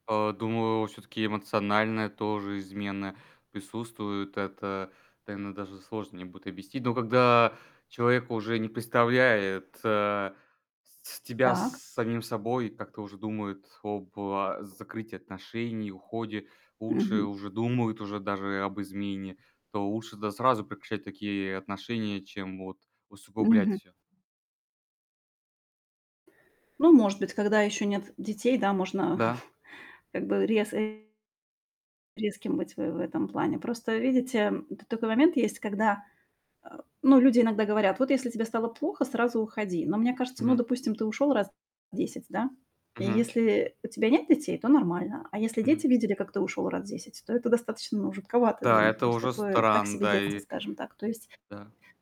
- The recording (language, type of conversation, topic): Russian, unstructured, Какие ошибки в отношениях причиняют наибольшую боль?
- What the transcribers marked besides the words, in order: tapping; static; chuckle; distorted speech; other background noise